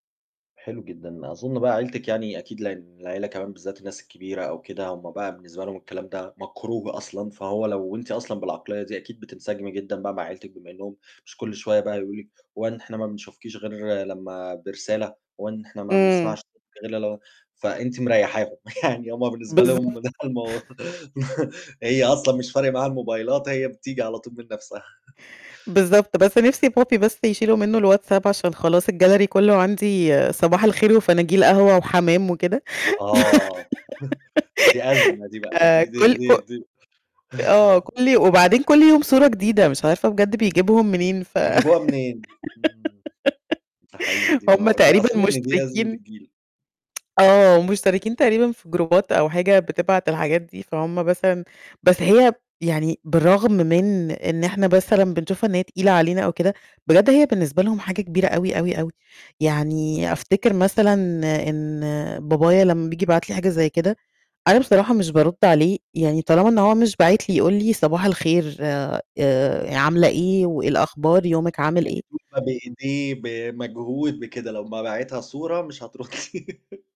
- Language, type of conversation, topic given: Arabic, podcast, بتحس إن الموبايل بيأثر على علاقاتك إزاي؟
- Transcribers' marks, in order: distorted speech; chuckle; laughing while speaking: "لهم ده الم"; laugh; chuckle; unintelligible speech; tapping; in Spanish: "papi"; in English: "الgallery"; chuckle; laugh; chuckle; giggle; in English: "جروبات"; laugh